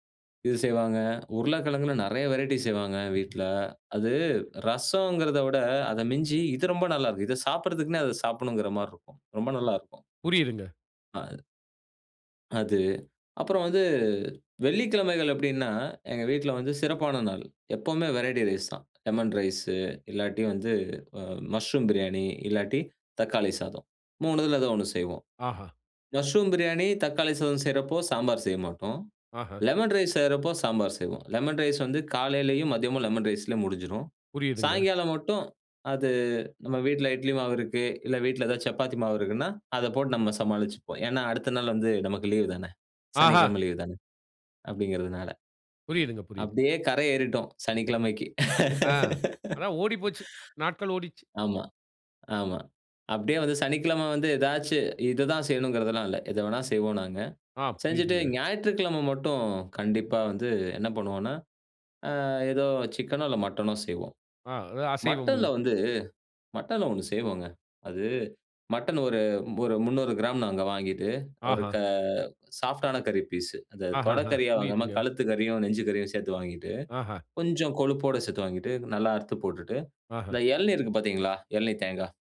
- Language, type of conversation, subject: Tamil, podcast, உணவின் வாசனை உங்கள் உணர்வுகளை எப்படித் தூண்டுகிறது?
- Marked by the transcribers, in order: other background noise; in English: "வெரைட்டி ரைஸ் தான். லெமன் ரைஸ்"; in English: "மஷ்ரூம்"; laugh; in English: "சாஃப்ட்டான"